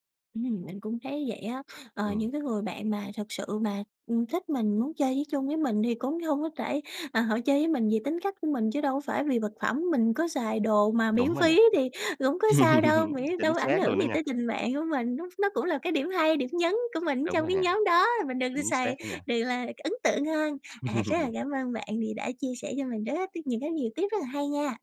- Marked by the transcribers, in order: laugh; tapping; other background noise; laugh
- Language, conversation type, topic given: Vietnamese, advice, Bạn có thường bị ảnh hưởng bởi bạn bè mà mua theo để hòa nhập với mọi người không?
- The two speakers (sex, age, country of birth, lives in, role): female, 20-24, Vietnam, Vietnam, user; male, 25-29, Vietnam, Vietnam, advisor